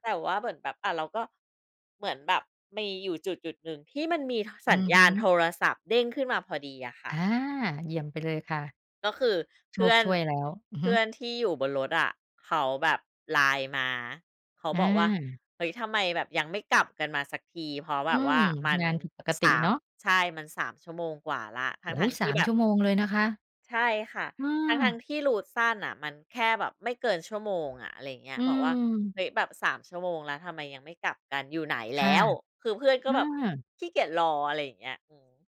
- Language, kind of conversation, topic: Thai, podcast, เคยหลงทางจนใจหายไหม เล่าให้ฟังหน่อย?
- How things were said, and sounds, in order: in English: "route"